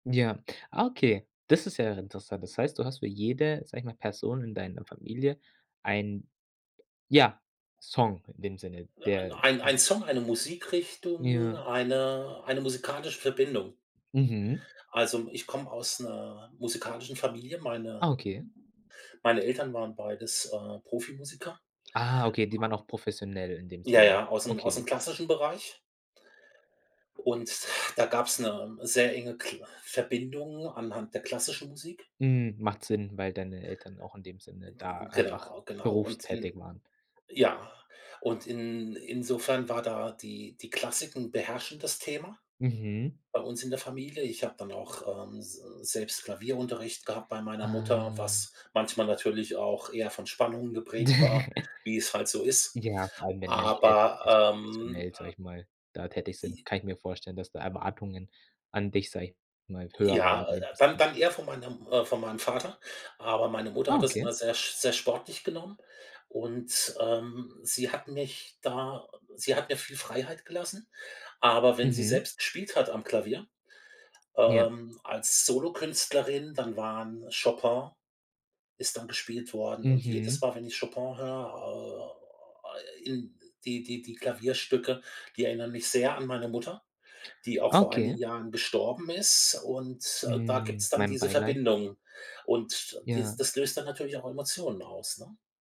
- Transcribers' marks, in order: other background noise; other noise; drawn out: "Ah"; chuckle
- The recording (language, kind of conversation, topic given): German, podcast, Welche Lieder verbindest du mit deiner Familie?